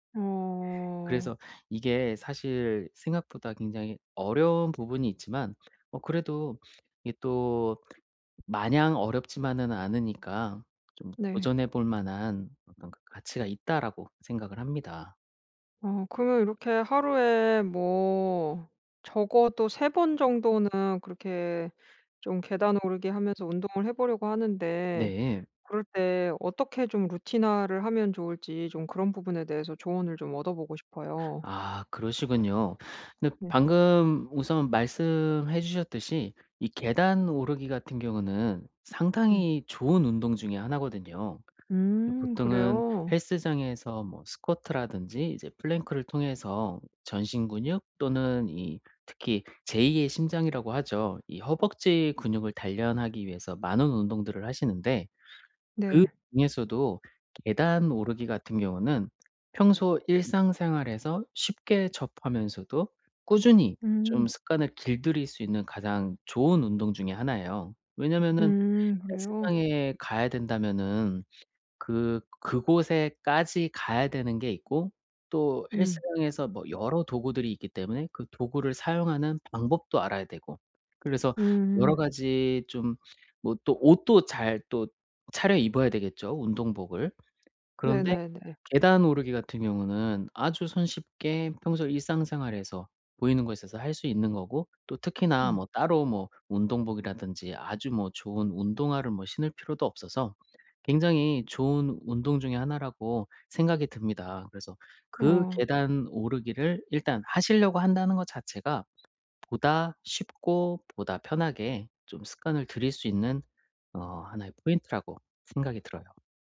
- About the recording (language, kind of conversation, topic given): Korean, advice, 지속 가능한 자기관리 습관을 만들고 동기를 꾸준히 유지하려면 어떻게 해야 하나요?
- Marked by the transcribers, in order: other background noise; tapping